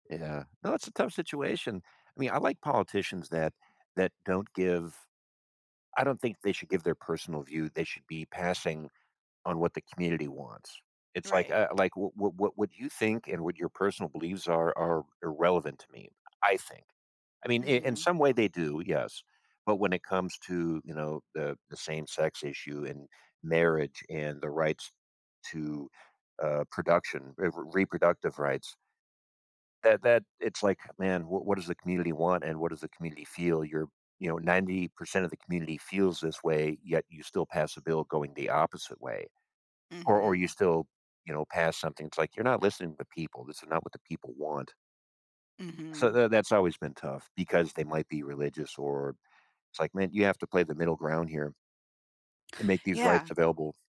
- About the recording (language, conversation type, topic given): English, unstructured, What role should religion play in government decisions?
- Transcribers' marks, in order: none